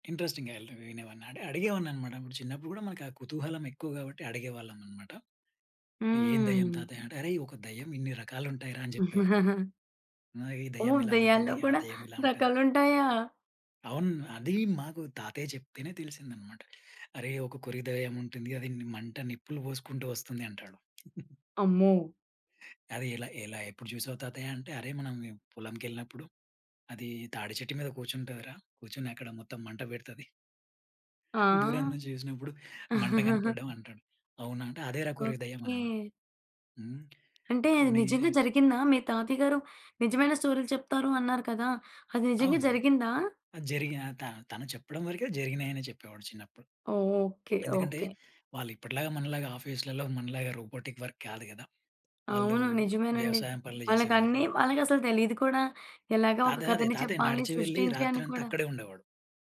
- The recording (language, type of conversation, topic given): Telugu, podcast, మీ కుటుంబంలో బెడ్‌టైమ్ కథలకు అప్పట్లో ఎంత ప్రాముఖ్యం ఉండేది?
- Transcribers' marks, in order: in English: "ఇంట్రెస్టింగ్‌గా"; giggle; tapping; chuckle; giggle; other background noise; in English: "రోబోటిక్ వర్క్"